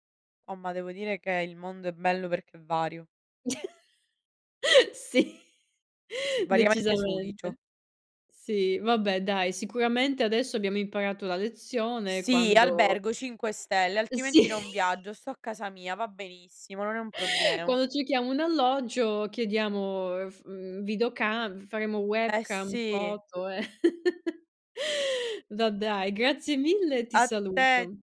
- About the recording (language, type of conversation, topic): Italian, unstructured, Qual è la cosa più disgustosa che hai visto in un alloggio?
- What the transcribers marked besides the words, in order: laugh; laughing while speaking: "Sì"; laughing while speaking: "Sì"; laugh; chuckle